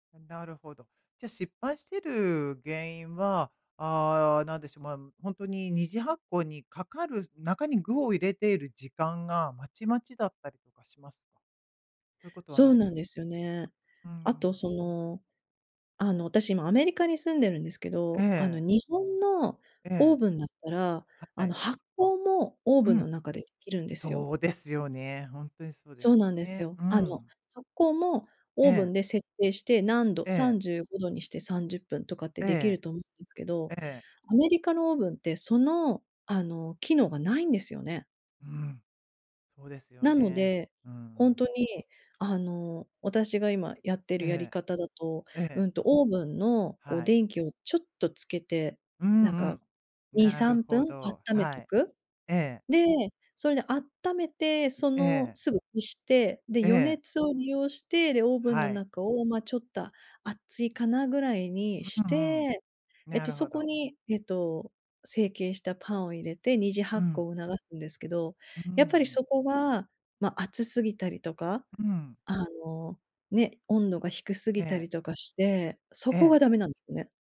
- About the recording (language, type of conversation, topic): Japanese, advice, 料理の失敗を減らして、もっと楽しく調理するにはどうすればいいですか？
- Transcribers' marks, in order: other background noise